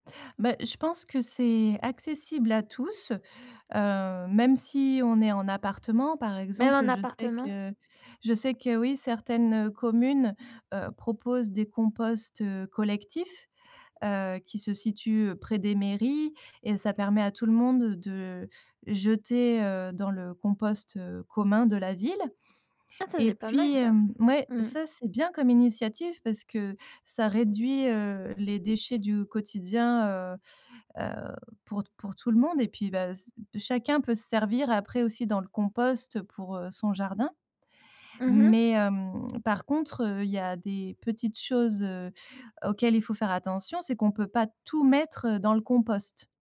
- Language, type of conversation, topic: French, podcast, Quelle est ton expérience du compostage à la maison ?
- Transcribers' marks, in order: stressed: "bien"; other background noise; stressed: "tout mettre"